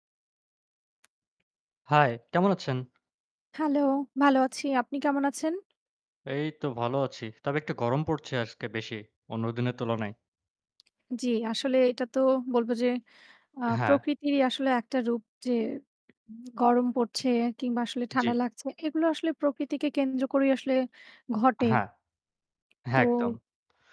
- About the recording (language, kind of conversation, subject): Bengali, unstructured, আপনি কী মনে করেন, প্রাকৃতিক ঘটনাগুলো আমাদের জীবনকে কীভাবে বদলে দিয়েছে?
- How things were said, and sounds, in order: none